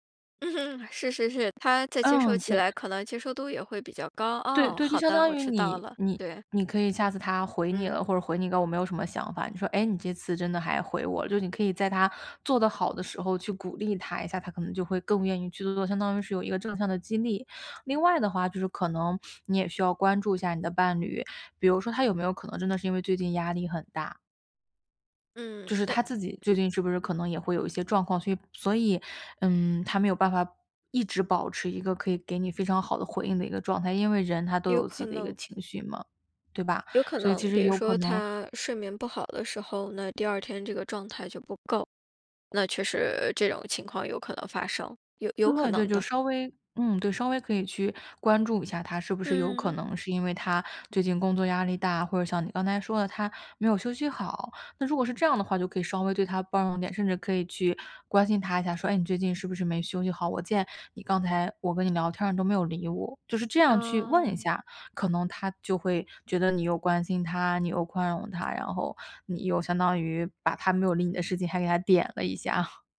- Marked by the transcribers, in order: laugh; sniff; other background noise; chuckle
- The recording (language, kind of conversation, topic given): Chinese, advice, 当我向伴侣表达真实感受时被忽视，我该怎么办？